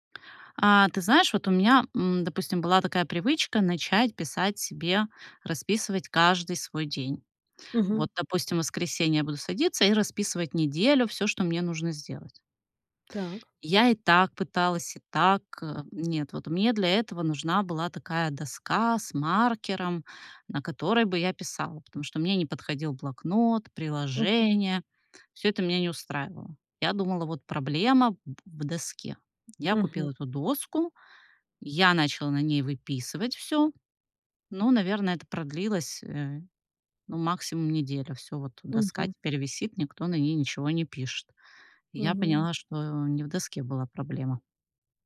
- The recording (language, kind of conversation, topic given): Russian, advice, Как мне не пытаться одновременно сформировать слишком много привычек?
- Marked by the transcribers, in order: tapping; other background noise